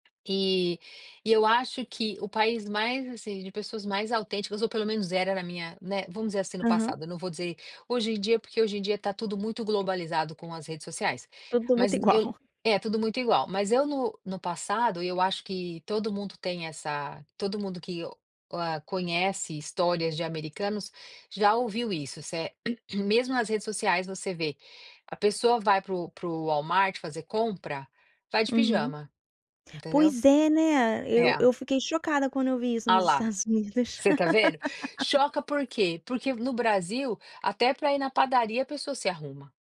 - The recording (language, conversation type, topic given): Portuguese, podcast, Por que o público valoriza mais a autenticidade hoje?
- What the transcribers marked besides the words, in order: tapping; laughing while speaking: "igual"; throat clearing; laugh